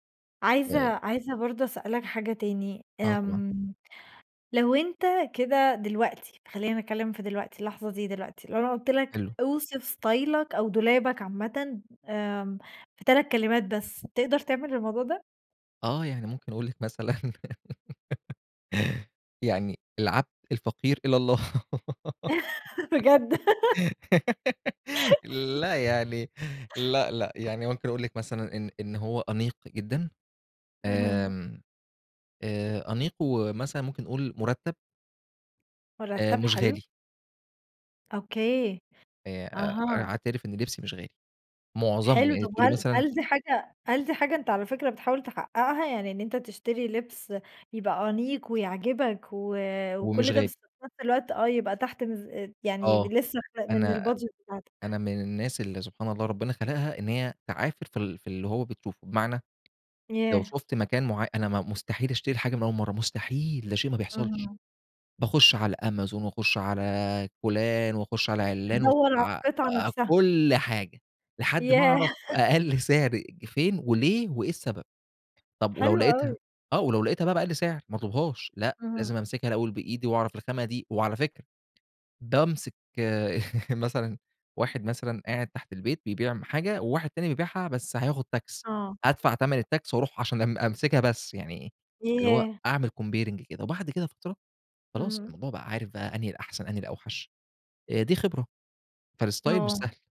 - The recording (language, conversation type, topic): Arabic, podcast, إيه نصيحتك لحد عايز يلاقي شريك حياته المناسب؟
- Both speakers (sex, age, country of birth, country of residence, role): female, 20-24, Egypt, Romania, host; male, 25-29, Egypt, Egypt, guest
- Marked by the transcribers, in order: in English: "إستايلك"; giggle; laugh; laughing while speaking: "بجد!"; giggle; laughing while speaking: "لأ، يعني"; giggle; chuckle; in English: "الbudget"; chuckle; laugh; laugh; in English: "tax"; in English: "الtax"; in English: "comparing"; in English: "فالstyle"